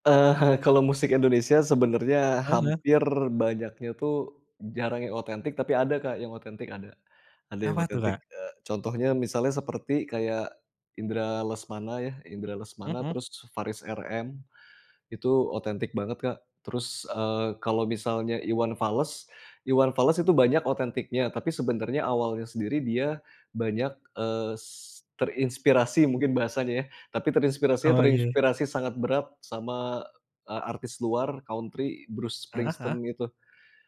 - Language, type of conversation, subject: Indonesian, podcast, Apa yang membuat sebuah karya terasa otentik menurutmu?
- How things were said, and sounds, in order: in English: "country"